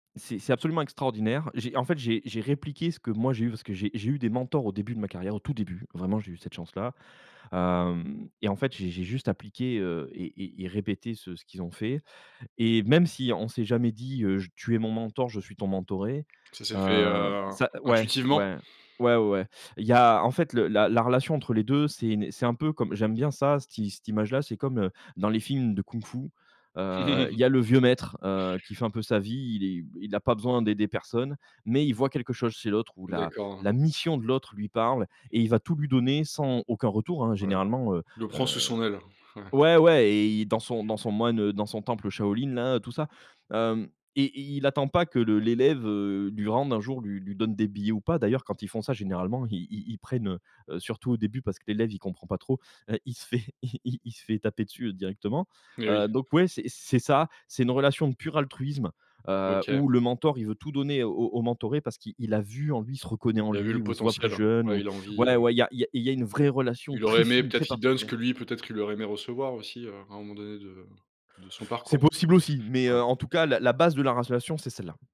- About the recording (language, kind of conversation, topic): French, podcast, Quelle qualité recherches-tu chez un bon mentor ?
- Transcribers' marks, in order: tapping; chuckle; stressed: "vieux maître"; stressed: "mission"; laughing while speaking: "ouais"; laughing while speaking: "il se fait"; "relation" said as "ratiation"